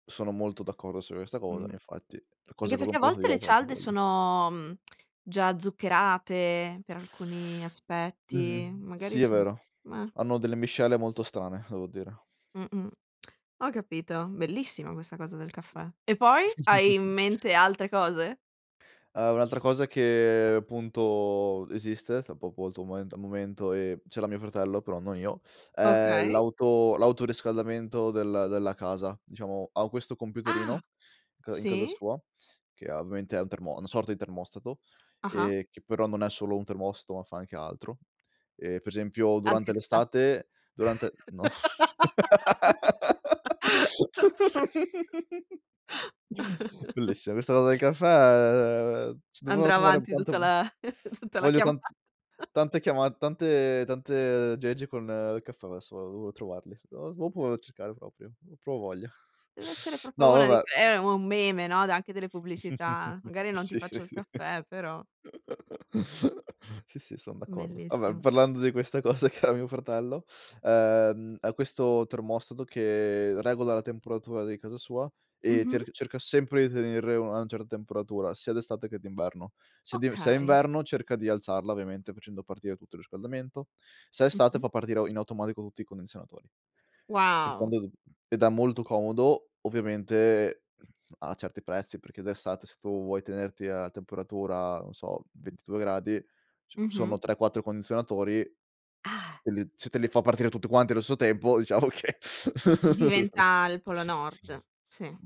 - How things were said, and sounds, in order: tsk; chuckle; unintelligible speech; laugh; chuckle; laughing while speaking: "tutta la chiamata"; chuckle; teeth sucking; chuckle; chuckle; laugh
- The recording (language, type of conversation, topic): Italian, podcast, Quali tecnologie renderanno più facile la vita degli anziani?